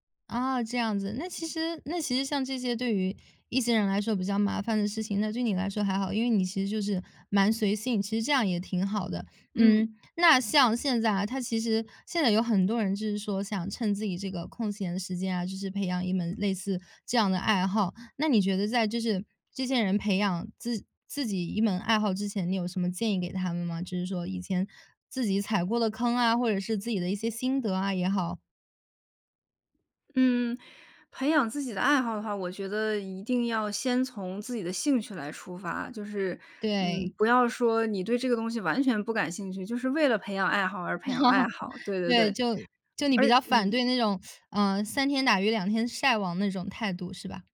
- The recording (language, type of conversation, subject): Chinese, podcast, 你是如何把兴趣坚持成长期习惯的？
- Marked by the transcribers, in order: laugh; other background noise